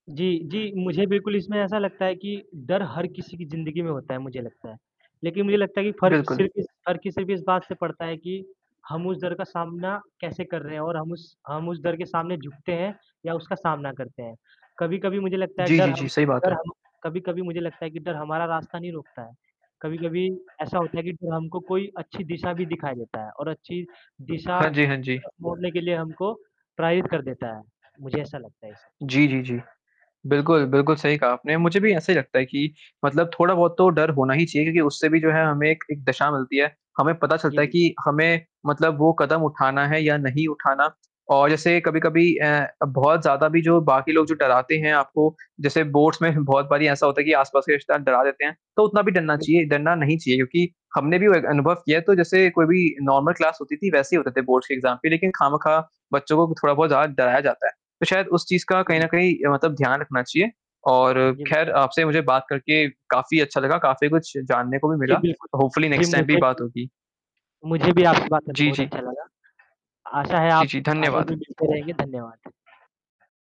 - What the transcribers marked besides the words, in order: static; other background noise; distorted speech; in English: "बोर्ड्स"; chuckle; in English: "नॉर्मल क्लास"; in English: "बोर्ड्स"; in English: "एग्ज़ाम"; in English: "होपफुली नेक्स्ट टाइम"; mechanical hum
- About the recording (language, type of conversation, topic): Hindi, unstructured, आपके सपनों को लेकर आपका सबसे बड़ा डर क्या है?